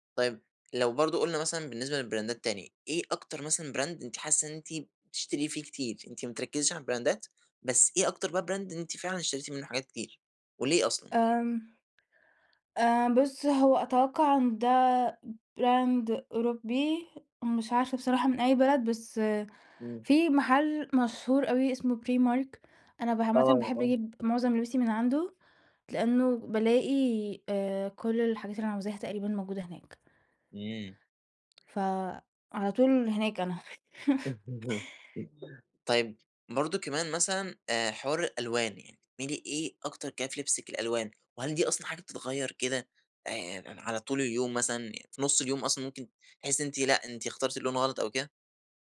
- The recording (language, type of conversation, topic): Arabic, podcast, إزاي بتختار لبسك كل يوم؟
- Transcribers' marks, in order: in English: "للبراندات"; in English: "براند"; in English: "البراندات"; in English: "براند"; tapping; in English: "براند"; chuckle; laugh